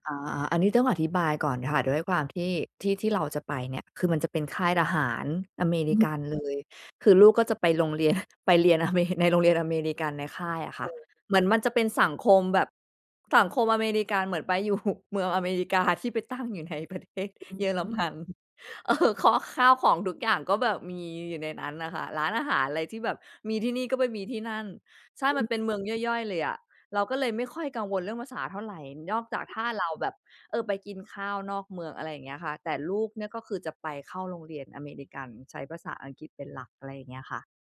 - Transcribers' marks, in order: laughing while speaking: "โรงเรียน ไปเรียนอเม ในโรงเรียน"; laughing while speaking: "อยู่เมืองอเมริกาที่ไปตั้งอยู่ในประเทศเยอรมัน"
- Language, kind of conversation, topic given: Thai, advice, จะรับมือกับความรู้สึกผูกพันกับที่เดิมอย่างไรเมื่อจำเป็นต้องย้ายไปอยู่ที่ใหม่?